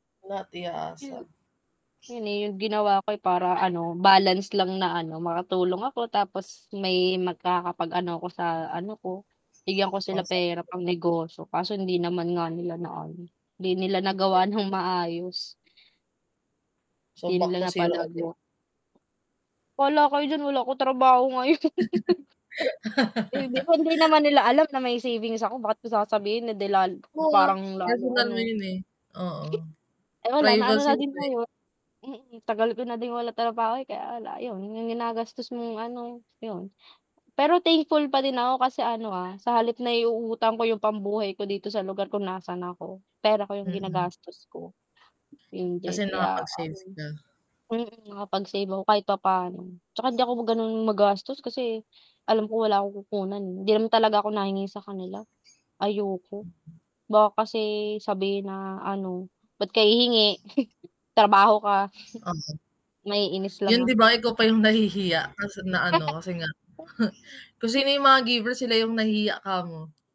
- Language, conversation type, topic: Filipino, unstructured, Paano ka magpapasya sa pagitan ng pagtulong sa pamilya at pagtupad sa sarili mong pangarap?
- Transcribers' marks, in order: static; other animal sound; unintelligible speech; laughing while speaking: "ng"; laugh; chuckle; chuckle; giggle; distorted speech; scoff